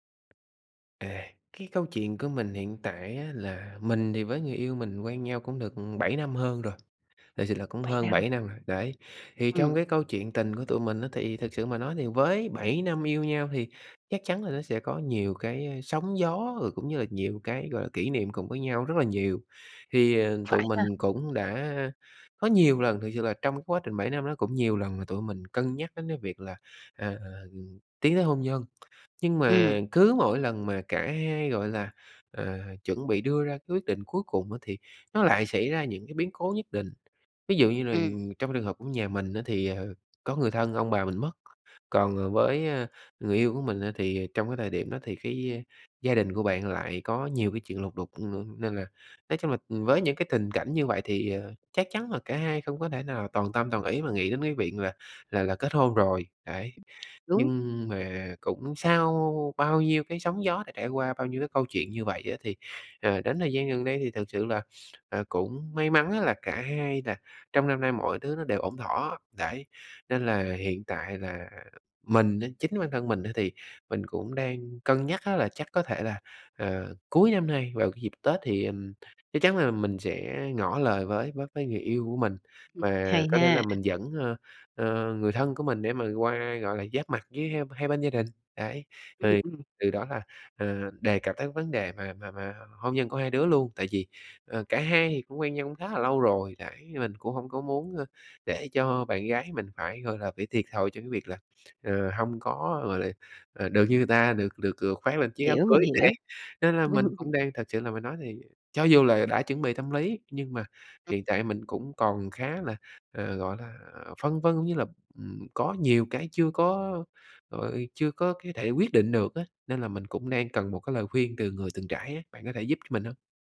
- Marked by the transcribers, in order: tapping; other background noise
- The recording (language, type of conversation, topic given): Vietnamese, advice, Sau vài năm yêu, tôi có nên cân nhắc kết hôn không?